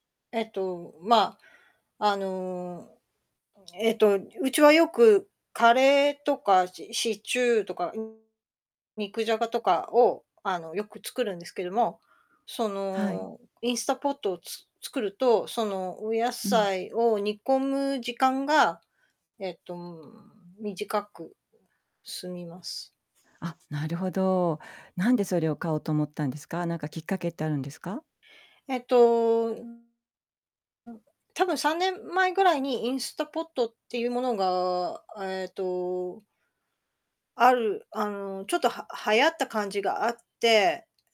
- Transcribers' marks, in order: other background noise; distorted speech; static
- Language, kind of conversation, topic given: Japanese, podcast, お気に入りの道具や品物は何ですか？